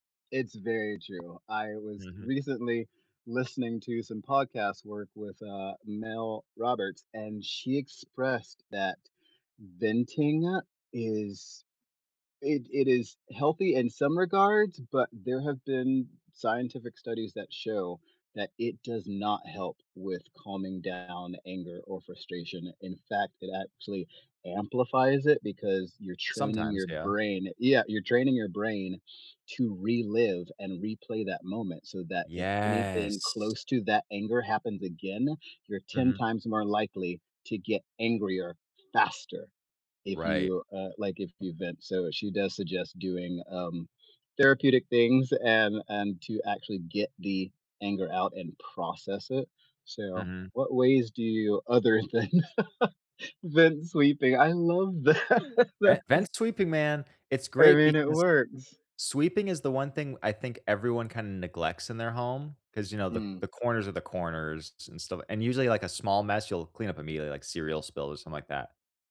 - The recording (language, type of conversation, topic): English, unstructured, What are healthy ways to express anger or frustration?
- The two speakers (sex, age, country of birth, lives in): male, 30-34, United States, United States; male, 35-39, United States, United States
- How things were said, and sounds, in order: other background noise; drawn out: "Yes"; stressed: "faster"; laughing while speaking: "than"; laugh; laughing while speaking: "that"